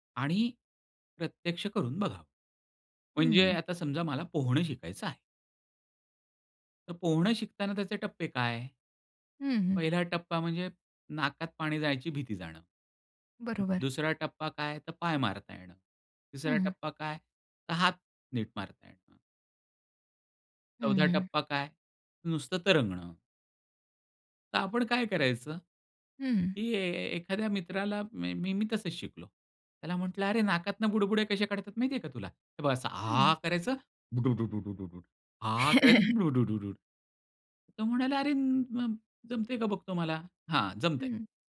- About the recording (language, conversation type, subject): Marathi, podcast, स्वतःच्या जोरावर एखादी नवीन गोष्ट शिकायला तुम्ही सुरुवात कशी करता?
- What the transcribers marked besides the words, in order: other noise; put-on voice: "बुडूडूड"; chuckle; put-on voice: "बुडूडूड"